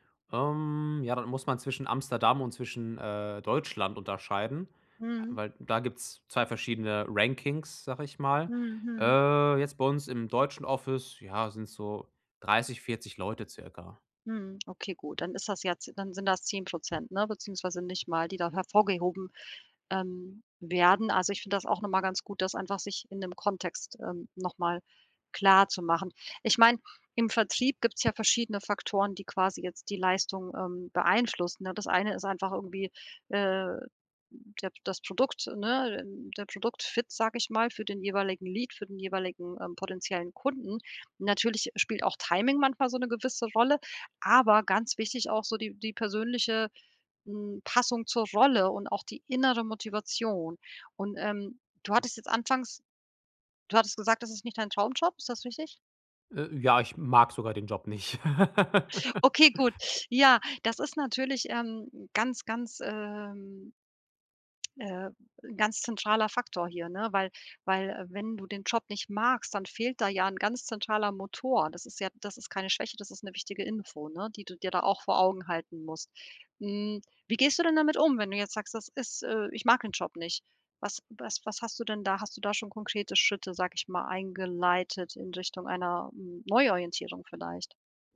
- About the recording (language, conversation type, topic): German, advice, Wie gehe ich mit Misserfolg um, ohne mich selbst abzuwerten?
- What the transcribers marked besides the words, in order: other noise; in English: "Lead"; stressed: "aber"; laugh; stressed: "Motor"